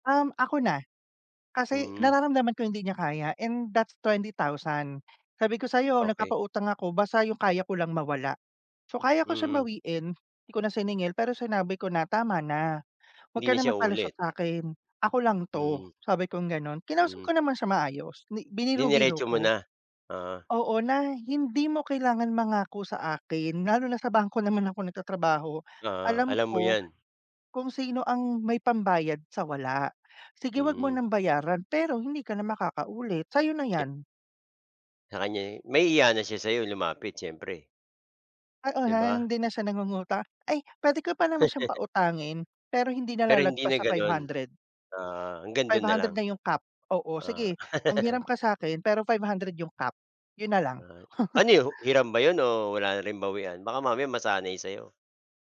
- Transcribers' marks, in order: tapping; other background noise; chuckle; laugh; chuckle
- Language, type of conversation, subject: Filipino, unstructured, Paano mo hinaharap ang utang na hindi mo kayang bayaran?